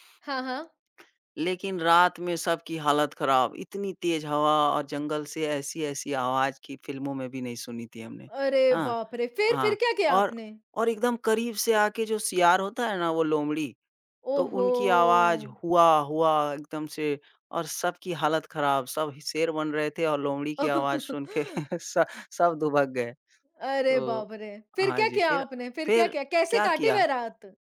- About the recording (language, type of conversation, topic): Hindi, unstructured, यात्रा के दौरान आपको कौन-सी यादें सबसे खास लगती हैं?
- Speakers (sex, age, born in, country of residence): female, 25-29, India, India; male, 25-29, India, India
- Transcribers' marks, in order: lip smack; laugh; tapping; chuckle